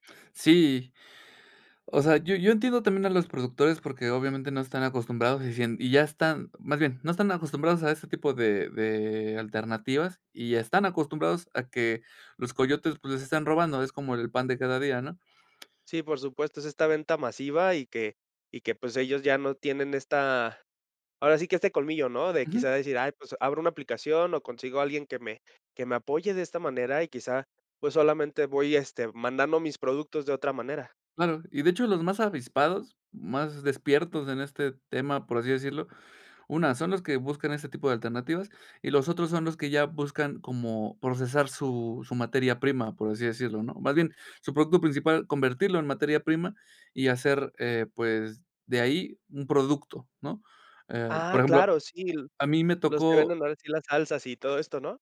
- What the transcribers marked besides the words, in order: tapping
- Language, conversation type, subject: Spanish, podcast, ¿Qué opinas sobre comprar directo al productor?